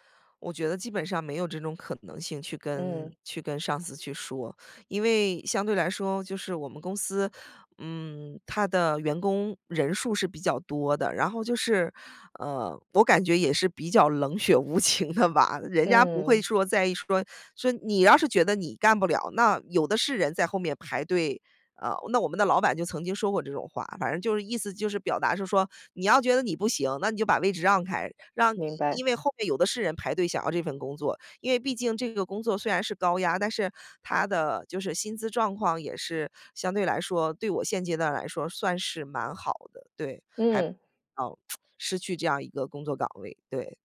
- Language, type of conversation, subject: Chinese, advice, 压力下的自我怀疑
- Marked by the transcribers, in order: laughing while speaking: "无情"; unintelligible speech; lip smack